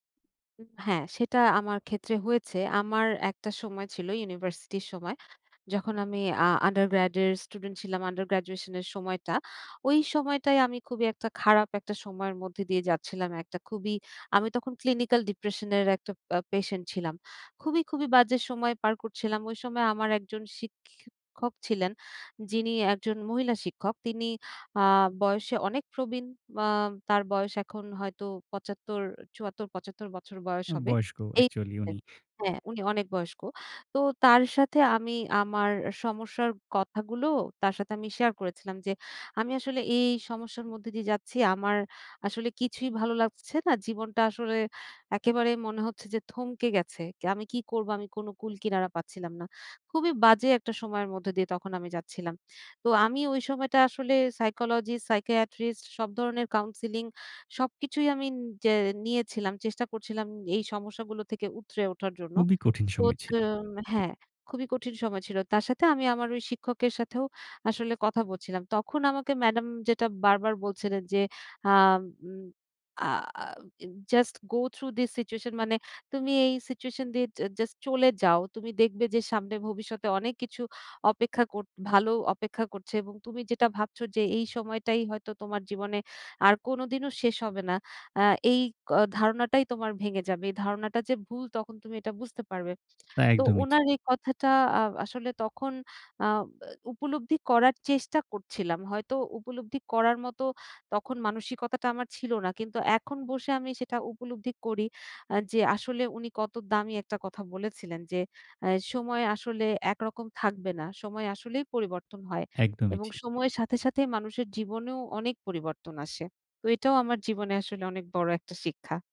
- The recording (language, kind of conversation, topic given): Bengali, podcast, জীবনে সবচেয়ে বড় শিক্ষা কী পেয়েছো?
- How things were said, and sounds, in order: in English: "undergrade"; in English: "under graduation"; in English: "ক্লিনিক্যাল ডিপ্রেসান"; "শিক্ষক" said as "শিখিক্ষক"; unintelligible speech; in English: "just go through this situation"